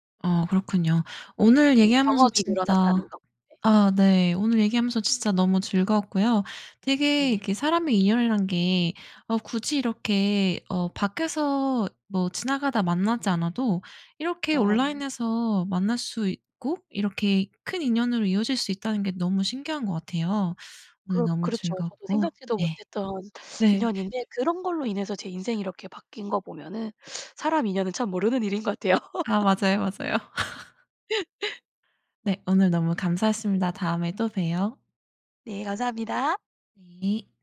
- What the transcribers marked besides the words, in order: other background noise; laugh; laughing while speaking: "같아요"; laugh
- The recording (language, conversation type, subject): Korean, podcast, 어떤 만남이 인생을 완전히 바꿨나요?